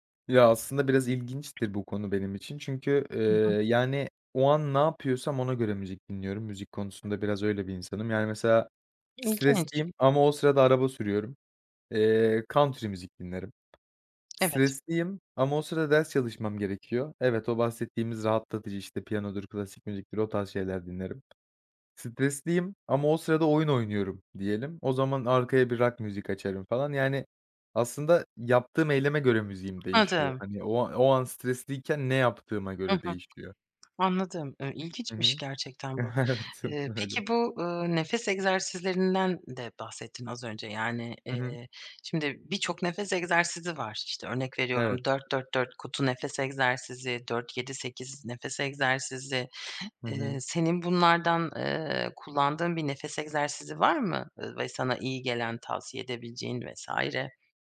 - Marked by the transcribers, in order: other background noise; in English: "country"; tapping; laughing while speaking: "Evet, öyle"
- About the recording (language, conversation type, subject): Turkish, podcast, Stres sonrası toparlanmak için hangi yöntemleri kullanırsın?